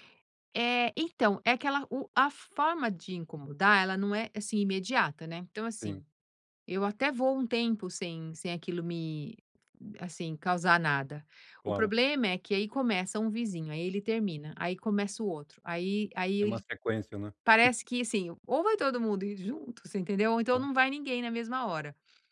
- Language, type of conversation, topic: Portuguese, advice, Como posso relaxar em casa com tantas distrações e barulho ao redor?
- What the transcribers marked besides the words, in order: tapping; laugh